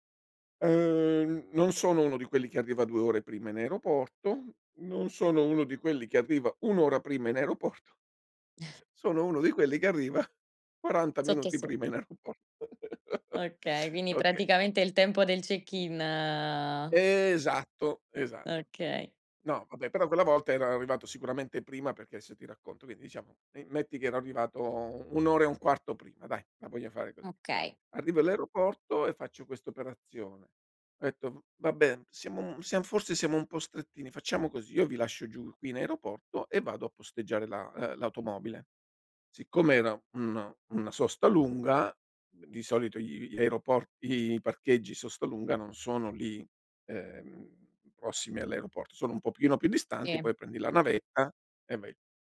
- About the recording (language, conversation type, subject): Italian, podcast, Hai una storia divertente su un imprevisto capitato durante un viaggio?
- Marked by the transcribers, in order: laughing while speaking: "aeroporto"; chuckle; laughing while speaking: "arriva"; tapping; laughing while speaking: "in aeroporto"; chuckle; "adesso" said as "aesso"; "bene" said as "ben"; "pochino" said as "popino"; other background noise